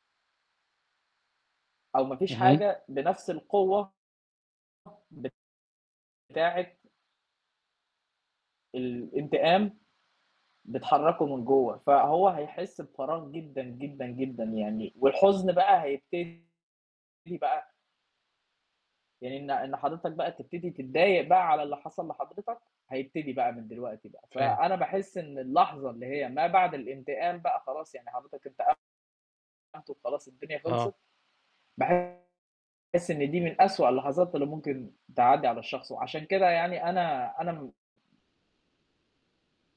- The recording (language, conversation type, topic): Arabic, unstructured, إيه رأيك في فكرة الانتقام لما تحس إنك اتظلمت؟
- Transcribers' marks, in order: mechanical hum; distorted speech